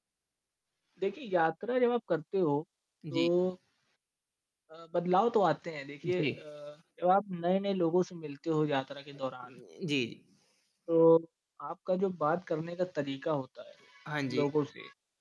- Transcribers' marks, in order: static; other background noise; music
- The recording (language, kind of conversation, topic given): Hindi, podcast, आपकी सबसे यादगार यात्रा कौन सी रही?